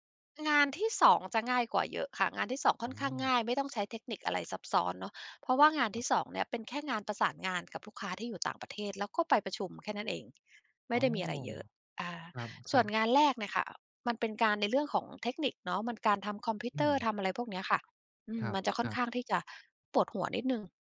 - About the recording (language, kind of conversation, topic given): Thai, podcast, ตอนเปลี่ยนงาน คุณกลัวอะไรมากที่สุด และรับมืออย่างไร?
- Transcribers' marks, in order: tapping; other background noise